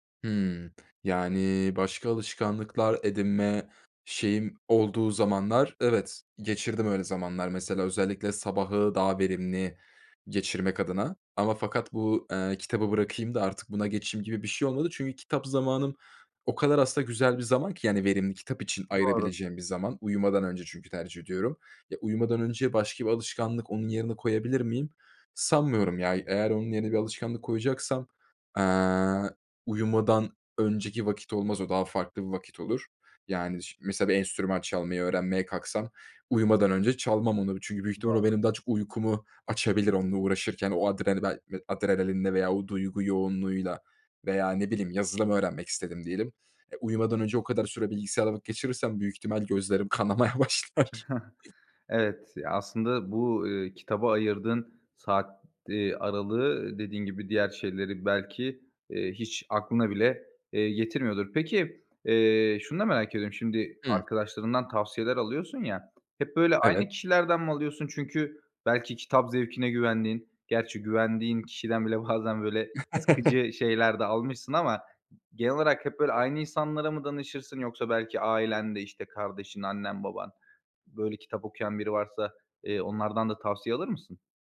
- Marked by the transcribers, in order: laughing while speaking: "kanamaya başlar"; chuckle; other background noise; chuckle; other noise
- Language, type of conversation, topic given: Turkish, podcast, Yeni bir alışkanlık kazanırken hangi adımları izlersin?